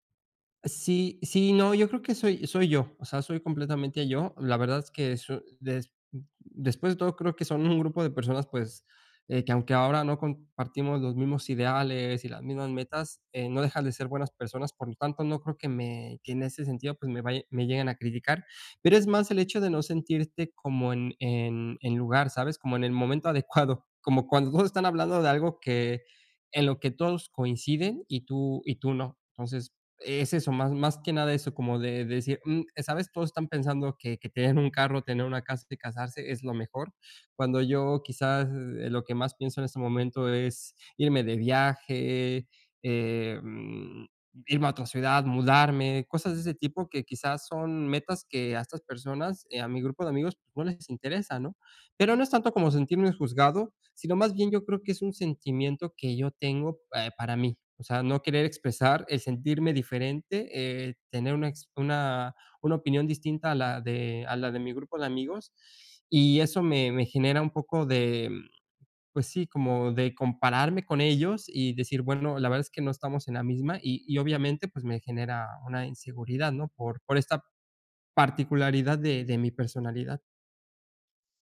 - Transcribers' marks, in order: none
- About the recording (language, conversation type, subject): Spanish, advice, ¿Cómo puedo aceptar mi singularidad personal cuando me comparo con los demás y me siento inseguro?